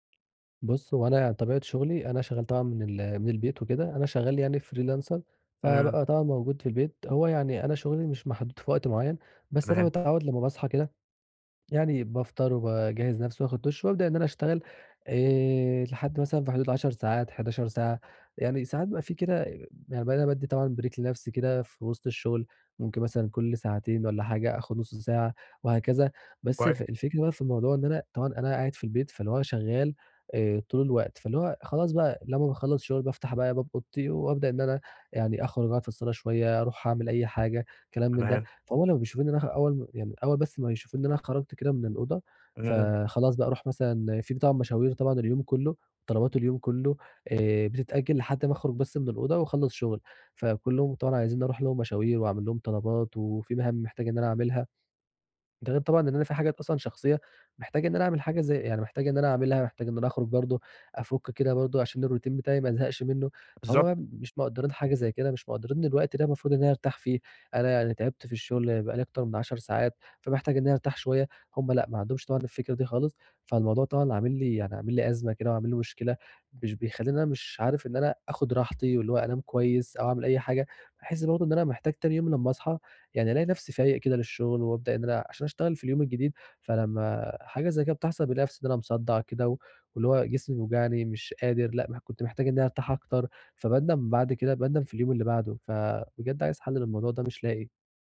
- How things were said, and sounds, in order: in English: "break"; tapping; in English: "الroutine"
- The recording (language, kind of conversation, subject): Arabic, advice, ازاي أقدر أسترخى في البيت بعد يوم شغل طويل؟